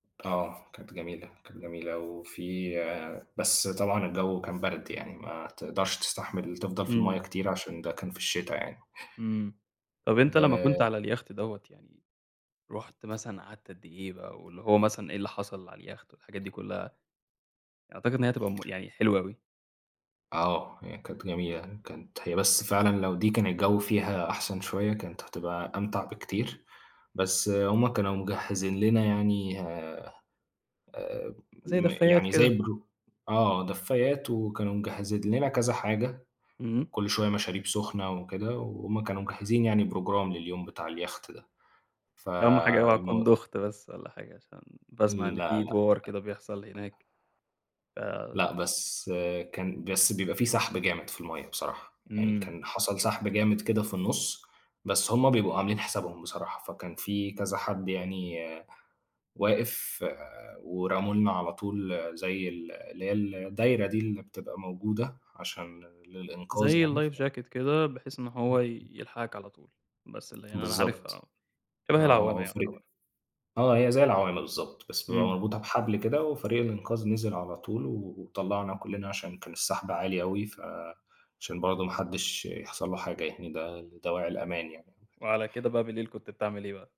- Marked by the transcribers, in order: other background noise; tapping; in English: "program"; in English: "الlife jacket"
- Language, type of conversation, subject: Arabic, podcast, تحكيلي عن أحلى تجربة سفر محلية عيشتها؟
- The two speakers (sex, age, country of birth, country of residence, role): male, 18-19, Egypt, Egypt, guest; male, 25-29, Egypt, Egypt, host